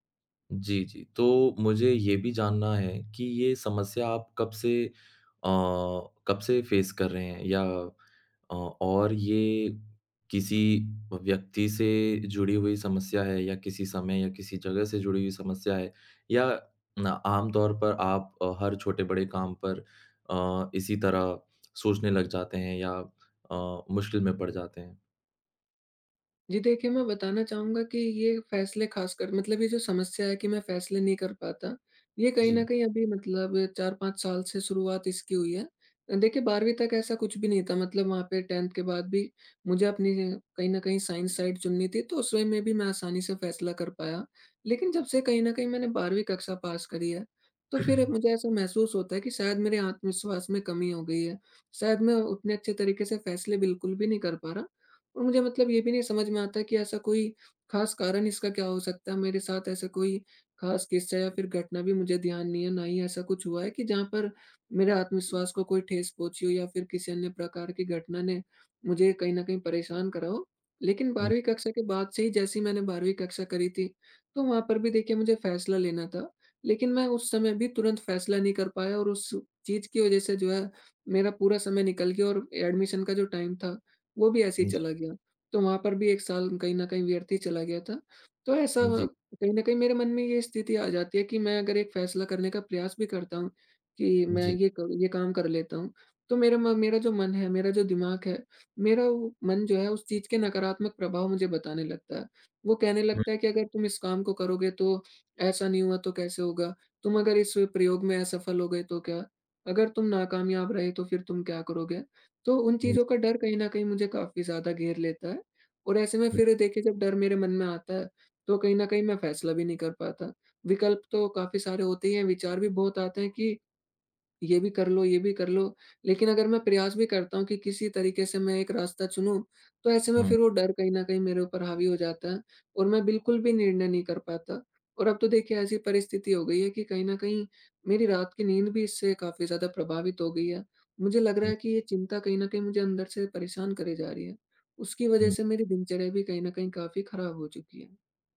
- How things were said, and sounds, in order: in English: "फेस"; tapping; in English: "टेन्थ"; in English: "साइंस साइड"; in English: "वे"; in English: "पास"; in English: "एडमिशन"; in English: "टाइम"; dog barking; other background noise
- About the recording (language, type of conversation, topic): Hindi, advice, बहुत सारे विचारों में उलझकर निर्णय न ले पाना